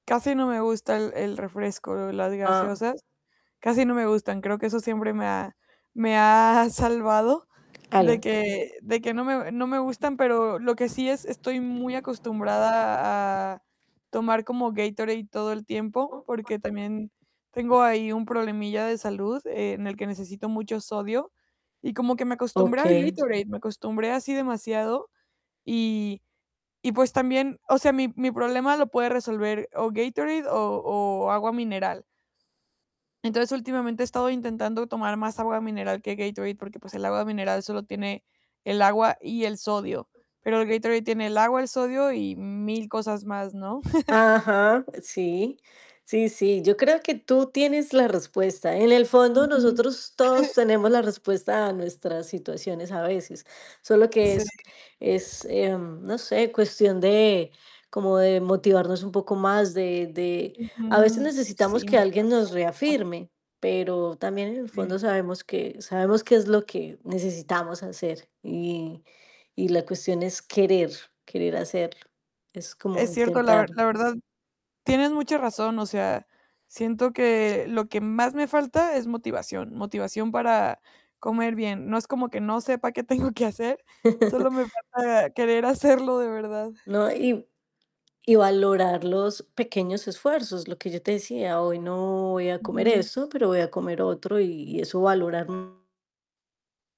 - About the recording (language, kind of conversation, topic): Spanish, advice, ¿Cómo puedo empezar a cambiar poco a poco mis hábitos alimentarios para dejar los alimentos procesados?
- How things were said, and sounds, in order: laughing while speaking: "me ha salvado"; unintelligible speech; chuckle; chuckle; distorted speech; tapping; laughing while speaking: "que hacer"; chuckle